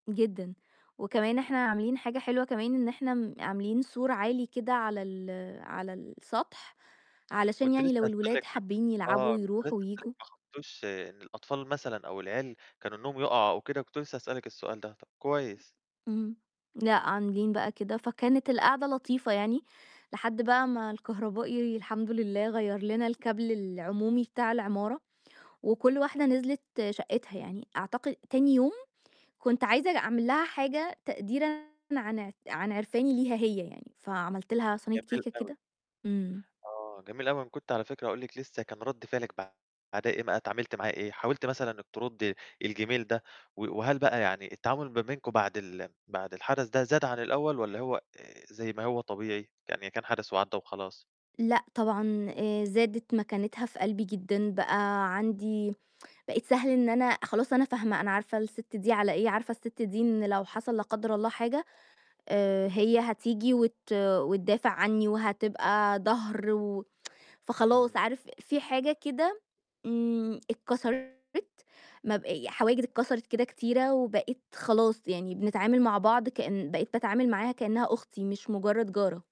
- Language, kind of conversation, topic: Arabic, podcast, احكيلي عن لحظة جيرانك وقفوا جنبك وساعدوك فيها؟
- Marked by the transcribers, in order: distorted speech; tsk; tsk